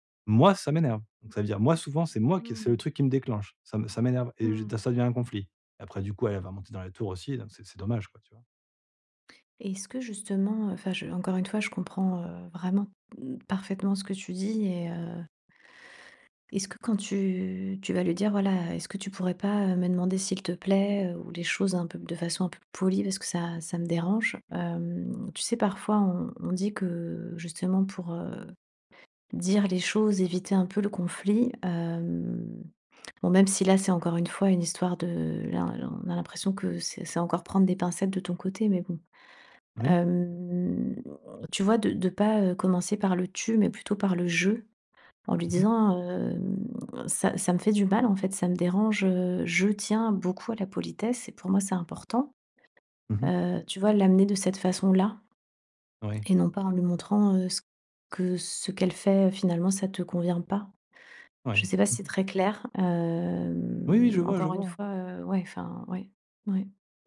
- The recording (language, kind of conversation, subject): French, advice, Comment puis-je mettre fin aux disputes familiales qui reviennent sans cesse ?
- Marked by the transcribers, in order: stressed: "je"; tapping